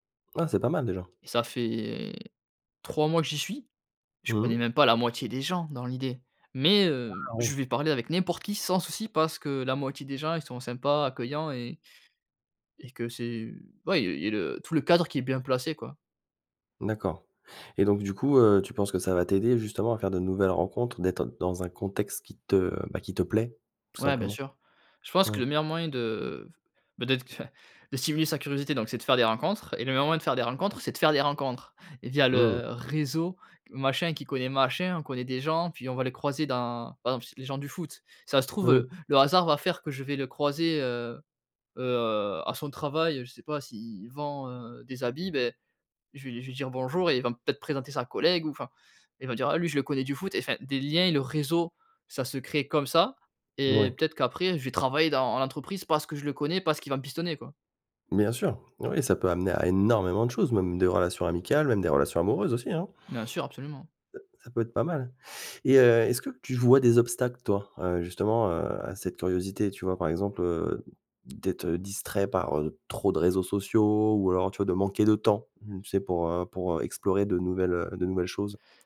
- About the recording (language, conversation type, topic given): French, podcast, Comment cultives-tu ta curiosité au quotidien ?
- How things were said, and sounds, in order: stressed: "énormément"